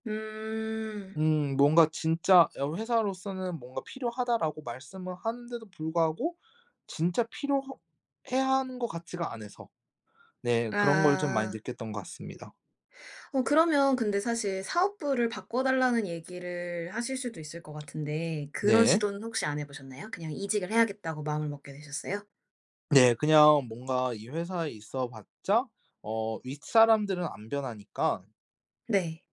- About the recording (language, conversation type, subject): Korean, podcast, 직업을 바꾸게 된 계기가 무엇이었나요?
- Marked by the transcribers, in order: tapping